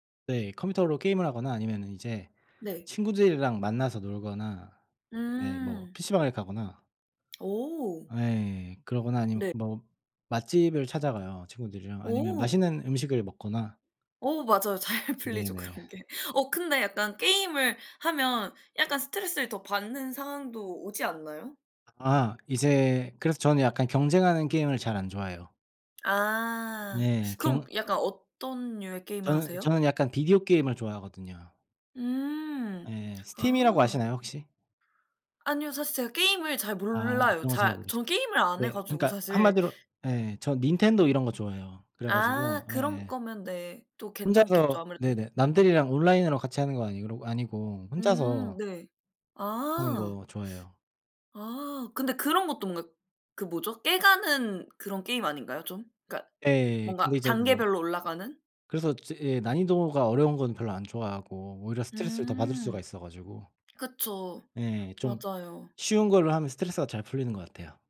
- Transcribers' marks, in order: other background noise; tapping; laughing while speaking: "잘 풀리죠, 그런 게"
- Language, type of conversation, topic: Korean, unstructured, 직장에서 스트레스를 어떻게 관리하시나요?